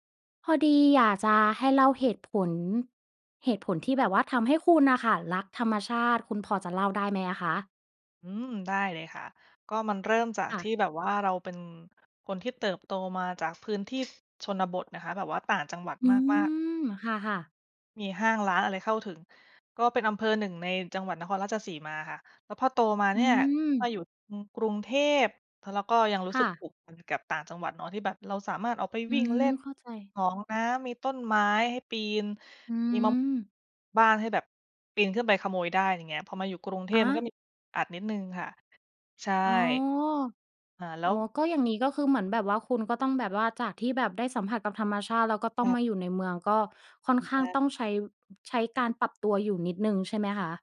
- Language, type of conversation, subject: Thai, podcast, เล่าเหตุผลที่ทำให้คุณรักธรรมชาติได้ไหม?
- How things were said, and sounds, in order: tapping; other background noise